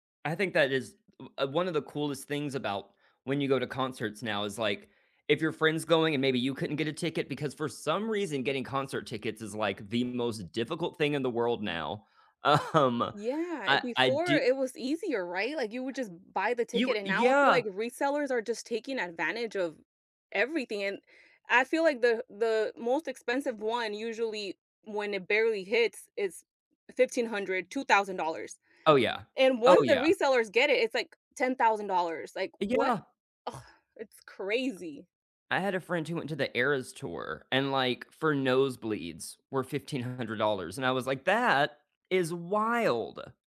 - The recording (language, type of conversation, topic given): English, unstructured, Which concerts surprised you—for better or worse—and what made them unforgettable?
- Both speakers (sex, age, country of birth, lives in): female, 35-39, United States, United States; male, 35-39, United States, United States
- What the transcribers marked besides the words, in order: laughing while speaking: "um"; tapping; stressed: "That is wild!"